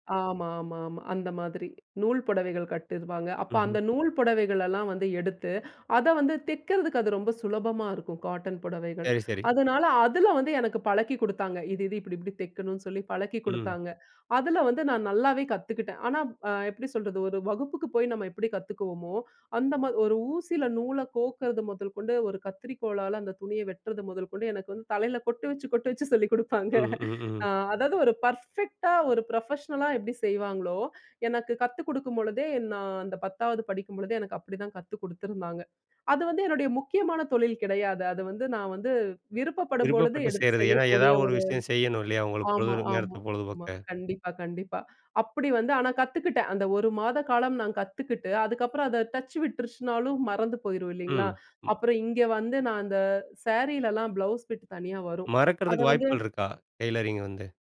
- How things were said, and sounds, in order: laughing while speaking: "கொட்டு வச்சு, கொட்டு வச்சு சொல்லிக் கொடுப்பாங்க"; in English: "பர்ஃபெக்ட்டா"; in English: "ப்ரொஃபஷ்னலா"; other noise; other background noise
- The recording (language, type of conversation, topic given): Tamil, podcast, இந்தப் பொழுதுபோக்கைத் தொடங்கும்போது உங்களுக்கு எதிர்கொண்ட முக்கியமான தடைகள் என்னென்ன?